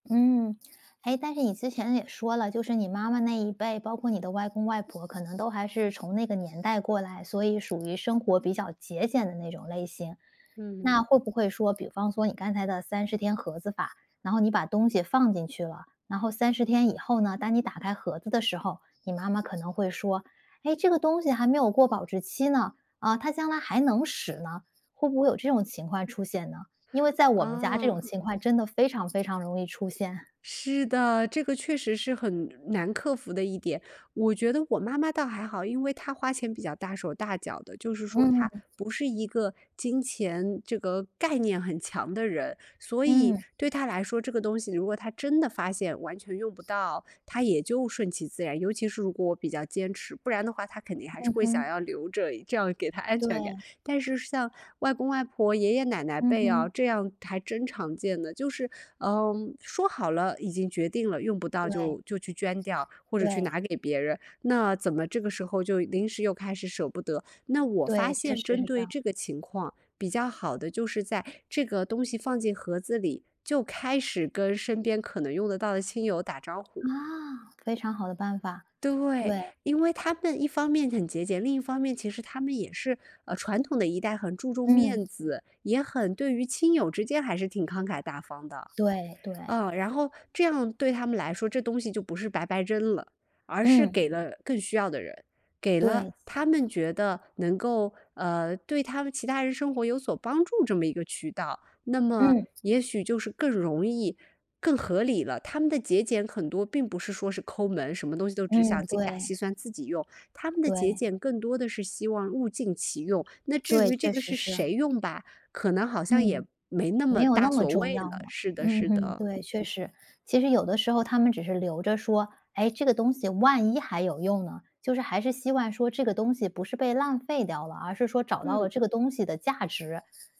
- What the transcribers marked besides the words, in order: other background noise
- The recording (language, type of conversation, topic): Chinese, podcast, 当家里有人爱囤东西时，你通常会怎么和对方沟通？